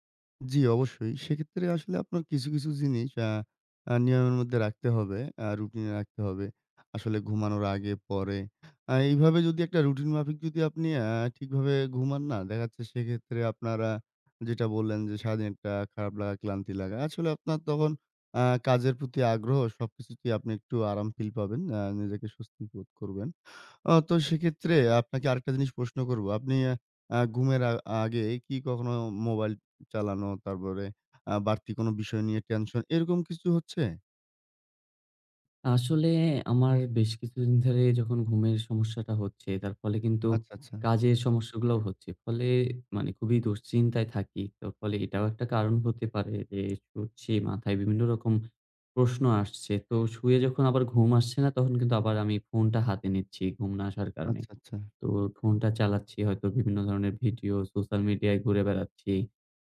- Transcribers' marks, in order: tapping; in English: "ফিল"; other background noise
- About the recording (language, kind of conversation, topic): Bengali, advice, নিয়মিত ঘুমের রুটিনের অভাব